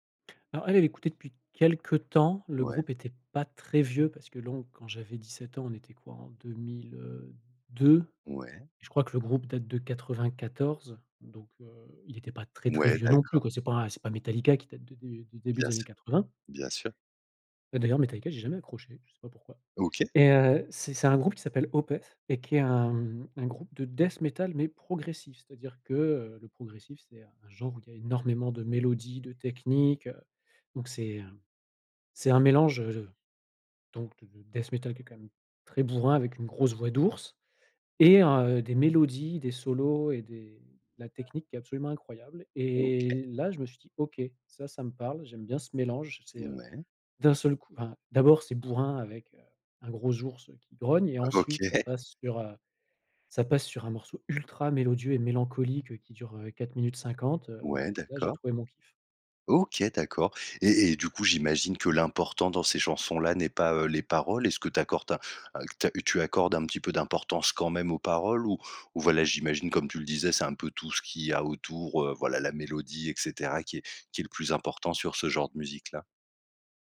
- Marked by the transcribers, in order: other background noise; laughing while speaking: "OK"; "accordes" said as "accortes"
- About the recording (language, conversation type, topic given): French, podcast, Quelle chanson t’a fait découvrir un artiste important pour toi ?